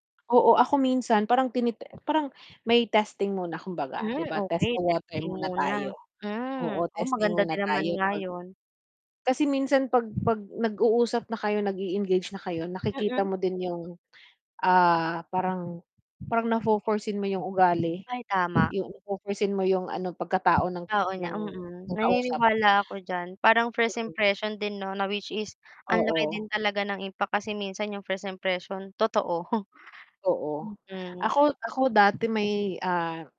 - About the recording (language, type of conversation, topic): Filipino, unstructured, Bakit mahalagang pag-usapan ang mga emosyon kahit mahirap?
- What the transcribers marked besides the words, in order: static; other background noise; wind; "nga" said as "niya"; scoff